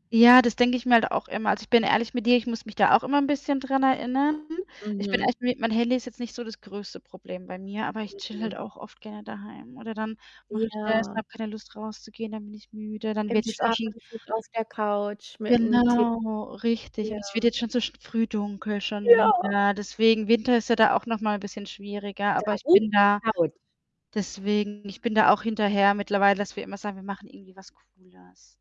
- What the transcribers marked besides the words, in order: static; distorted speech; sad: "Ja"; unintelligible speech
- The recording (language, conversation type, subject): German, podcast, Wie findest du eine gute Balance zwischen Bildschirmzeit und echten sozialen Kontakten?